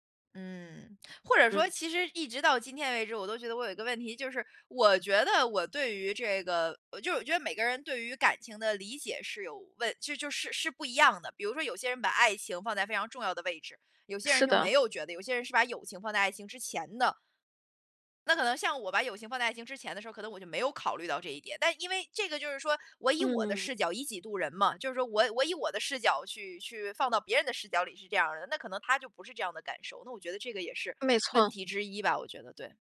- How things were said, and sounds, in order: lip smack
- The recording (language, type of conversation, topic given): Chinese, podcast, 有什么歌会让你想起第一次恋爱？